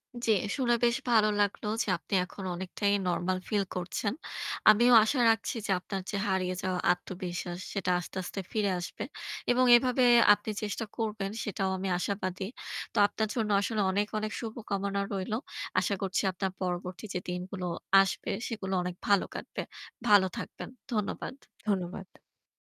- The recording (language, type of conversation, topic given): Bengali, advice, বড় কোনো ব্যর্থতার পর আপনি কীভাবে আত্মবিশ্বাস হারিয়ে ফেলেছেন এবং চেষ্টা থেমে গেছে তা কি বর্ণনা করবেন?
- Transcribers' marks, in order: static; tapping